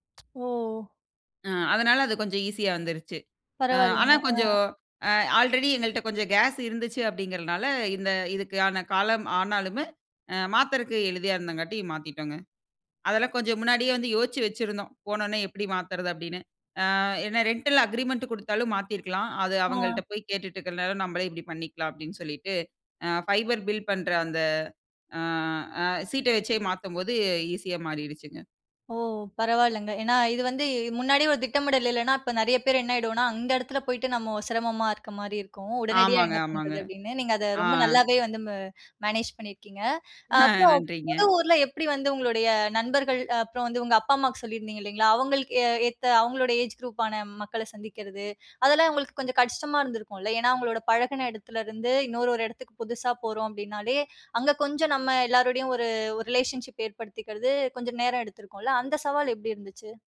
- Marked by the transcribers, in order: other background noise; "பரவாயில்லங்க" said as "பரவால்லங்க"; "ஆனாலுமே" said as "ஆனாலுமு"; "எளிதா" said as "எளிதியா"; "போனவுடனே" said as "போனன்னே"; in English: "ரென்டல அக்ரீமெண்ட்"; in English: "ஃபைபர் பில்"; "பரவாயில்லங்க" said as "பரவால்லங்க"; chuckle; in English: "ரிலேஷன்ஷிப்"
- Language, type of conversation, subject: Tamil, podcast, குடியேறும் போது நீங்கள் முதன்மையாக சந்திக்கும் சவால்கள் என்ன?